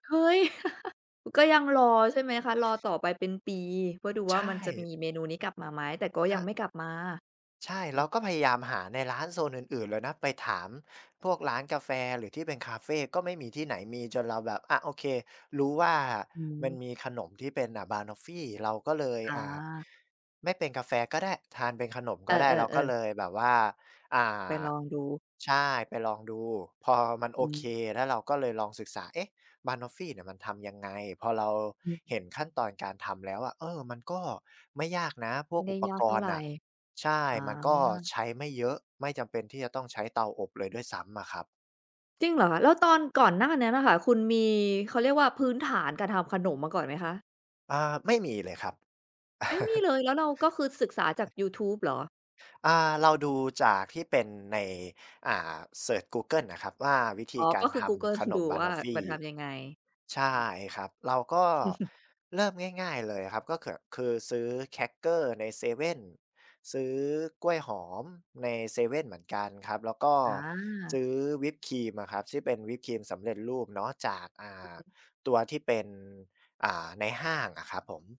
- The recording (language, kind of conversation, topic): Thai, podcast, งานอดิเรกอะไรที่คุณอยากแนะนำให้คนอื่นลองทำดู?
- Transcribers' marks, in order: chuckle; other background noise; chuckle; chuckle